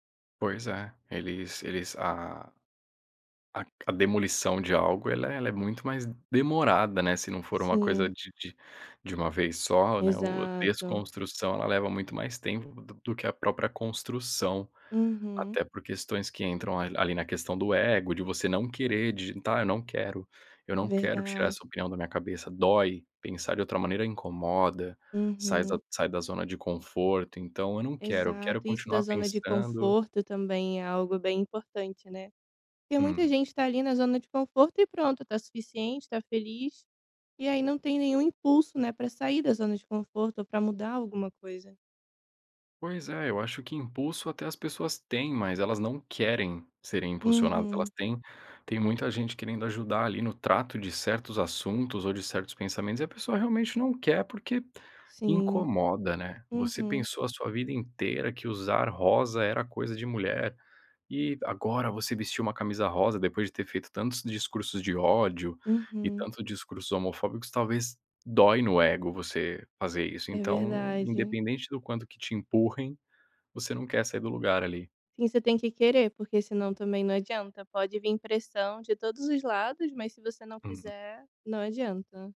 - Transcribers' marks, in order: none
- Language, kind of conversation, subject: Portuguese, podcast, Como a escola poderia ensinar a arte de desaprender?